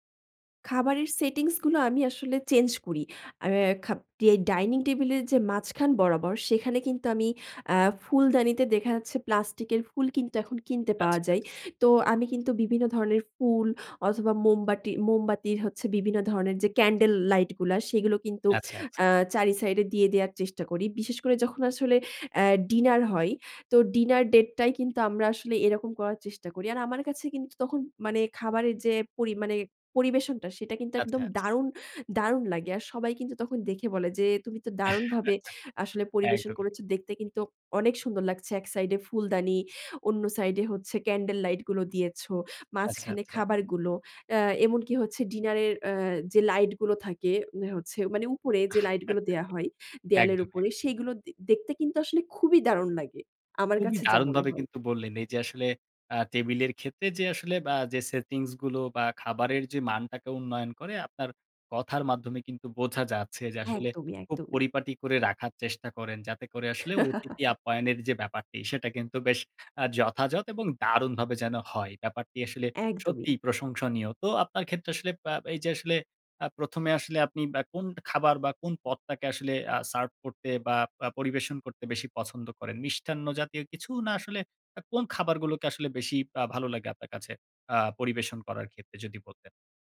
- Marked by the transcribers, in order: chuckle; chuckle; "সেটিংস" said as "ছেটিংস"; tapping; chuckle; other background noise
- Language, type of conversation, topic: Bengali, podcast, অতিথি এলে খাবার পরিবেশনের কোনো নির্দিষ্ট পদ্ধতি আছে?
- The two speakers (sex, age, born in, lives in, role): female, 45-49, Bangladesh, Bangladesh, guest; male, 18-19, Bangladesh, Bangladesh, host